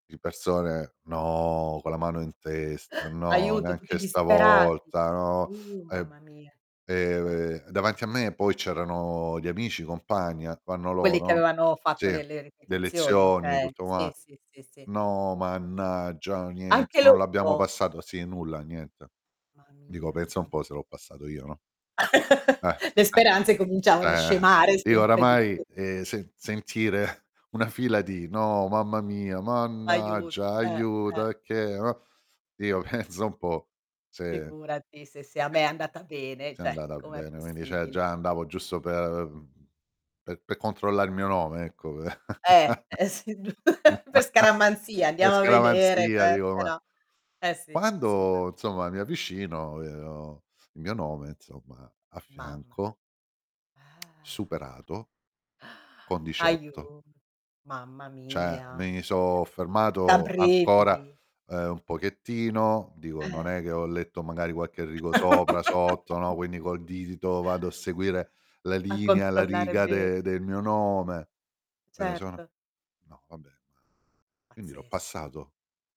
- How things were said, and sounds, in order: sigh; distorted speech; chuckle; chuckle; "cioè" said as "ceh"; "cioè" said as "ceh"; laughing while speaking: "sì, giu"; chuckle; laughing while speaking: "per scaramanzia dico, ma"; sigh; "Cioè" said as "ceh"; "Cioè" said as "ceh"; chuckle; static
- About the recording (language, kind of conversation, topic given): Italian, podcast, Qual è un momento in cui ti sei sentito orgoglioso?